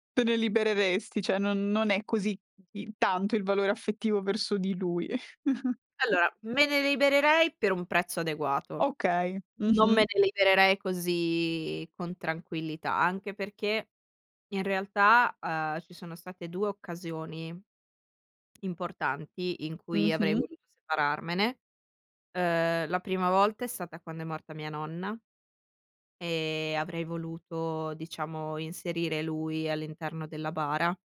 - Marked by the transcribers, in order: "cioè" said as "ce"; chuckle
- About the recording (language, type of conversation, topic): Italian, podcast, Quale oggetto di famiglia conservi con più cura e perché?